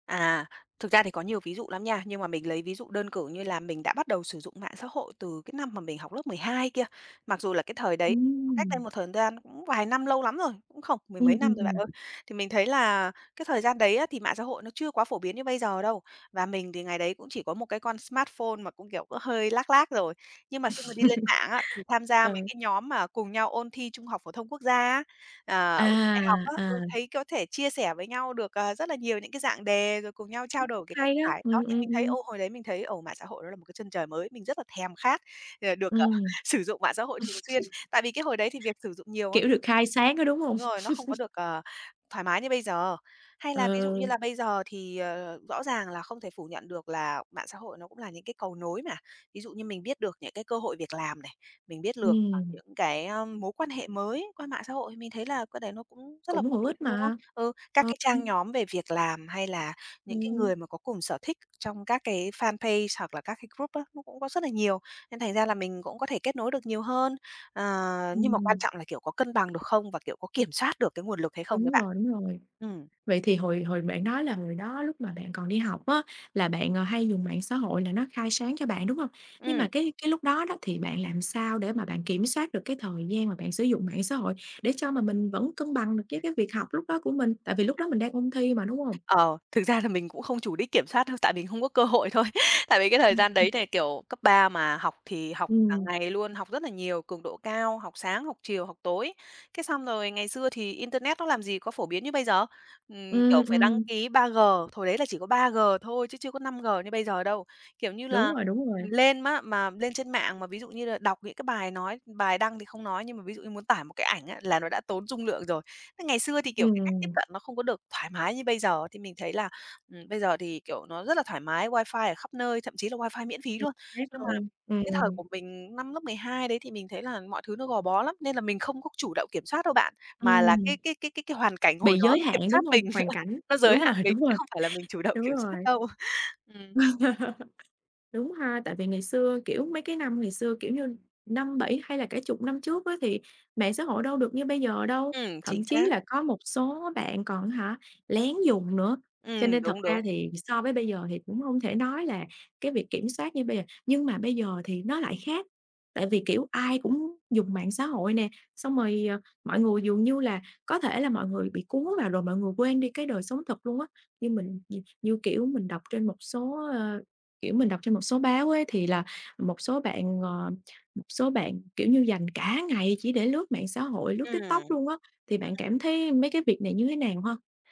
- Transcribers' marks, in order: tapping; other background noise; in English: "smartphone"; in English: "lag lag"; laugh; laugh; chuckle; in English: "fanpage"; in English: "group"; laughing while speaking: "hội thôi"; unintelligible speech; laugh; laughing while speaking: "rồi"; laughing while speaking: "động kiểm soát đâu"; laugh
- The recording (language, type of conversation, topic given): Vietnamese, podcast, Bạn cân bằng giữa đời sống thực và đời sống trên mạng như thế nào?